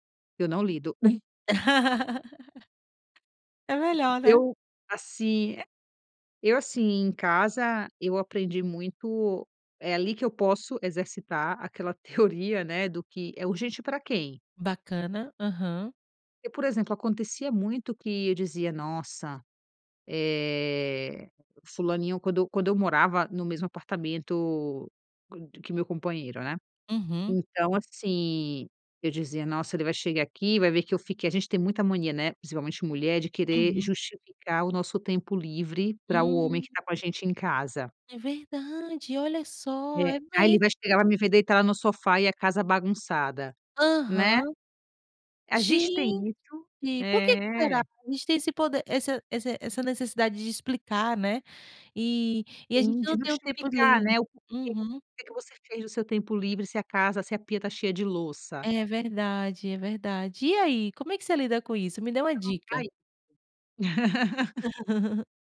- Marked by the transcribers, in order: tapping; laugh; unintelligible speech; laugh
- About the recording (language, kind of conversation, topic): Portuguese, podcast, Como você prioriza tarefas quando tudo parece urgente?